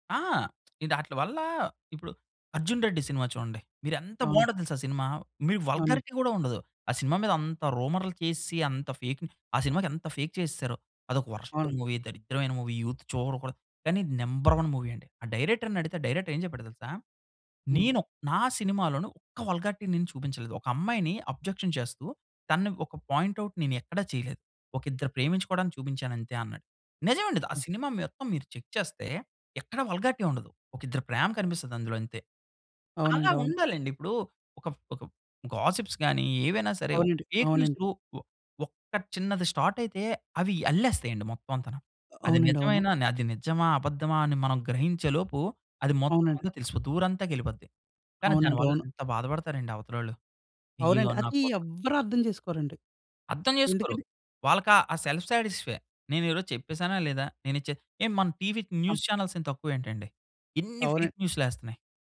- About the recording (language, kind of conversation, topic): Telugu, podcast, నకిలీ వార్తలు వ్యాపించడానికి ప్రధాన కారణాలు ఏవని మీరు భావిస్తున్నారు?
- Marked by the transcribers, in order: lip smack; in English: "వల్‌గారి‌టి"; in English: "ఫేక్"; in English: "ఫేక్"; in English: "వర్‌స్ట్ మూవీ"; in English: "మూవీ, యూత్"; in English: "నంబర్ వన్ మూవీ"; in English: "డైరెక్టర్"; in English: "వల్‌గారి‌టి"; in English: "అబ్జెక్షన్"; in English: "పాయింట్ ఔట్"; in English: "చెక్"; in English: "వల్‌గారి‌టి"; in English: "గాసిప్స్"; in English: "ఫేక్"; in English: "స్టార్ట్"; in English: "సెల్ఫ్ సాటిస్ఫై"; in English: "న్యూస్ చానెల్స్"; in English: "ఫేక్"